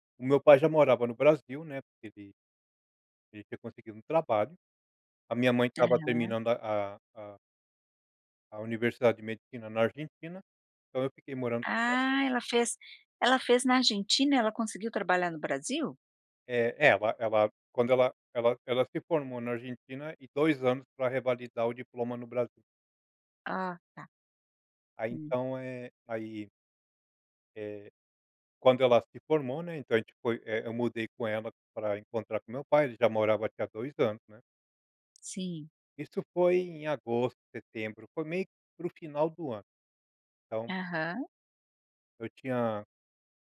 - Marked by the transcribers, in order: none
- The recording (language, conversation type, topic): Portuguese, podcast, Que música ou dança da sua região te pegou de jeito?